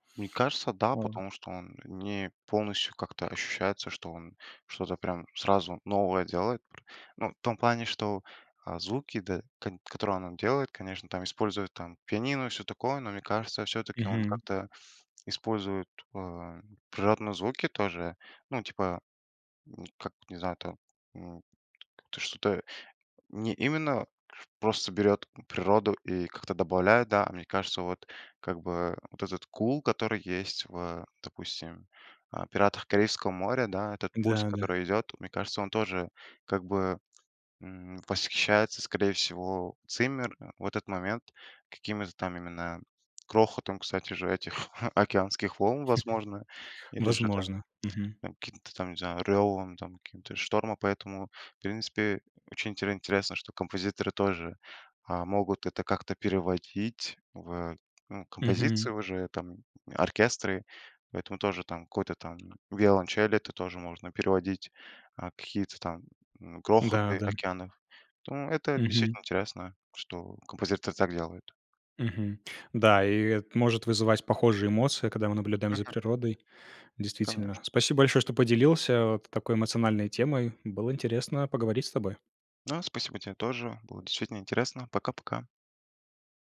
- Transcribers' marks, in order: tapping; other background noise; chuckle
- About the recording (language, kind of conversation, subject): Russian, podcast, Какие звуки природы тебе нравятся слушать и почему?